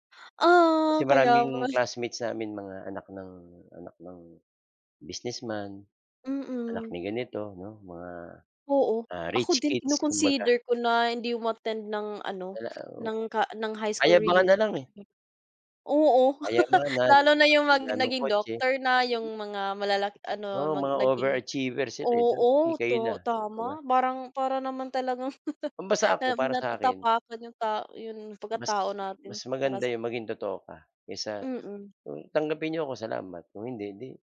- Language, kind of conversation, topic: Filipino, unstructured, Paano mo ipinapakita ang tunay mong sarili sa harap ng iba?
- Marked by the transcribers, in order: laugh; laugh